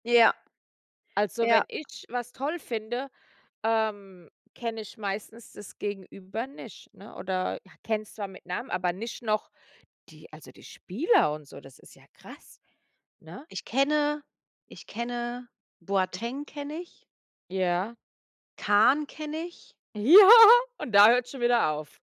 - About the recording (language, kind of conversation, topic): German, unstructured, Ist es gerecht, dass Profisportler so hohe Gehälter bekommen?
- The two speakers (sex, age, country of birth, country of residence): female, 30-34, Italy, Germany; female, 35-39, Germany, United States
- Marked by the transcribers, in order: other background noise; laughing while speaking: "Ja"